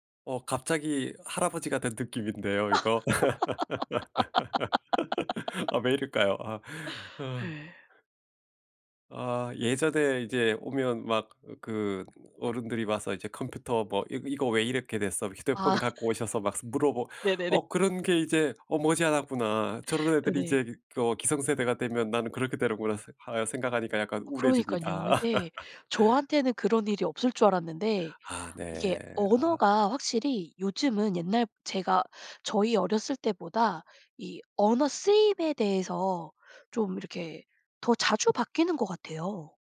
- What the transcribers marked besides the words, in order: laugh; laugh; laughing while speaking: "아. 네네네"; laugh
- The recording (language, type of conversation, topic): Korean, podcast, 언어 사용에서 세대 차이를 느낀 적이 있나요?